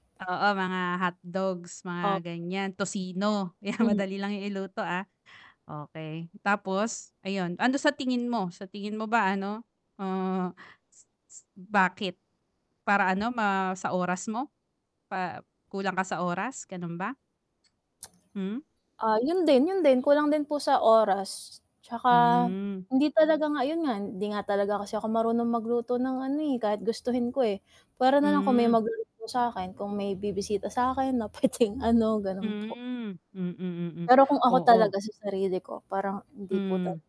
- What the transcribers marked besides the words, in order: static; tsk; laughing while speaking: "puwedeng"
- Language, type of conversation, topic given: Filipino, unstructured, Ano ang masasabi mo sa mga taong palaging kumakain ng mabilisang pagkain kahit may sakit?